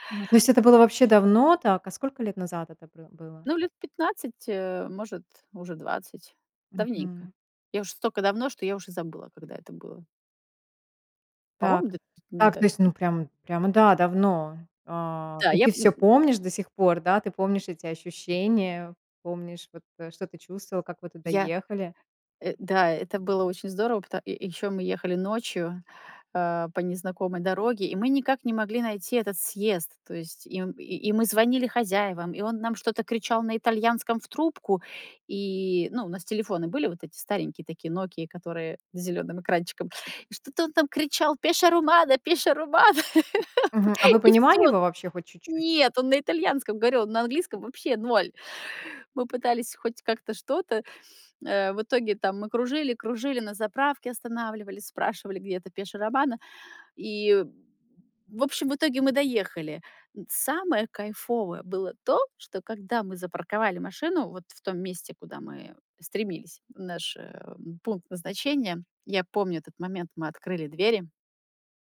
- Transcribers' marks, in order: other background noise; laugh
- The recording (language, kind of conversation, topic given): Russian, podcast, Есть ли природный пейзаж, который ты мечтаешь увидеть лично?